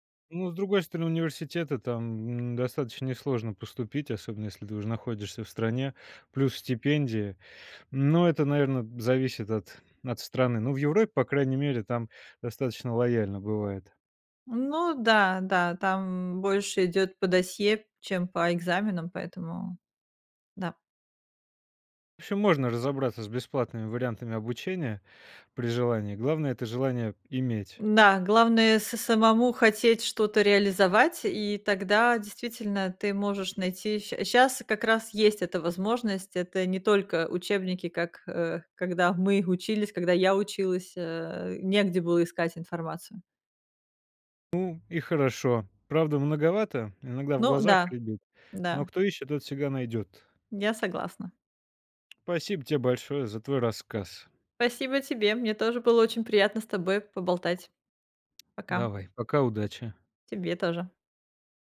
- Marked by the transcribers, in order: tapping
- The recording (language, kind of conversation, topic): Russian, podcast, Где искать бесплатные возможности для обучения?